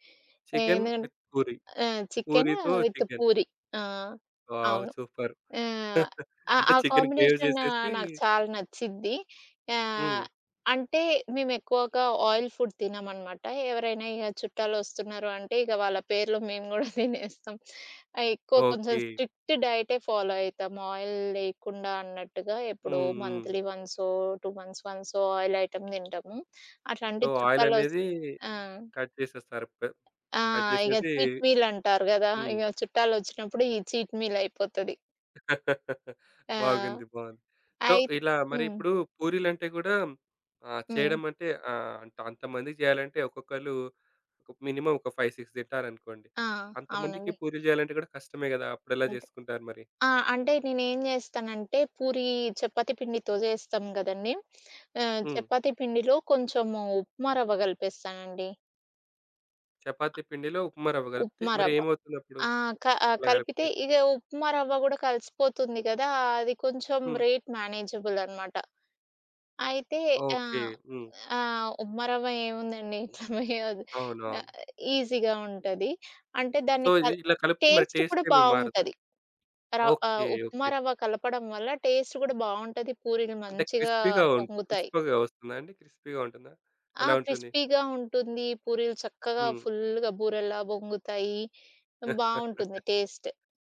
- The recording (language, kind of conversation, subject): Telugu, podcast, ఒక చిన్న బడ్జెట్‌లో పెద్ద విందు వంటకాలను ఎలా ప్రణాళిక చేస్తారు?
- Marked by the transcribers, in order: in English: "విత్"; in English: "విత్"; in English: "వావ్! సూపర్"; in English: "కాంబినేషన్"; chuckle; in English: "గ్రేవి"; in English: "ఆయిల్ ఫుడ్"; chuckle; in English: "స్ట్రిక్ట్"; in English: "ఫాలో"; in English: "ఆయిల్"; in English: "టూ మంత్స్"; in English: "ఆయిల్ ఐటెమ్"; in English: "సో, ఆయిల్"; other background noise; in English: "కట్"; in English: "చీట్ మీల్"; in English: "కట్"; in English: "చీట్ మీల్"; chuckle; in English: "సో"; in English: "మినిమమ్"; in English: "ఫైవ్, సిక్స్"; in English: "రేట్ మేనేజబుల్"; giggle; unintelligible speech; in English: "ఈజీగా"; in English: "టేస్ట్"; in English: "సో"; in English: "టేస్ట్"; in English: "క్రిస్పీగా"; in English: "క్రిస్పగా"; in English: "క్రిస్పీగా"; in English: "క్రిస్పీగా"; chuckle; in English: "టేస్ట్"